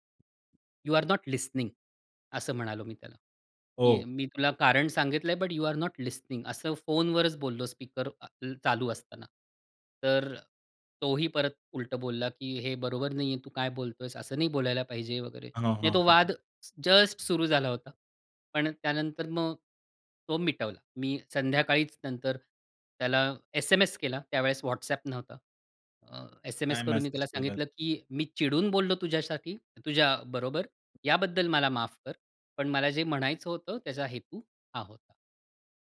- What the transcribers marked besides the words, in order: other background noise; in English: "यू आर नॉट लिसनिंग"; in English: "बट यू आर नॉट लिसनिंग"
- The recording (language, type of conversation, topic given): Marathi, podcast, वाद वाढू न देता आपण स्वतःला शांत कसे ठेवता?